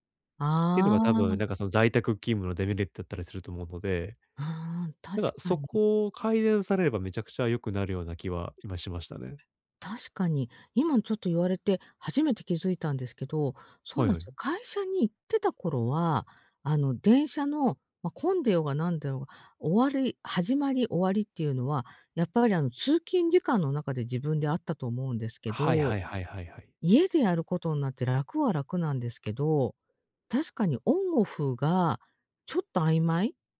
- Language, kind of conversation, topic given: Japanese, advice, 睡眠の質を高めて朝にもっと元気に起きるには、どんな習慣を見直せばいいですか？
- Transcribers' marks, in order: other background noise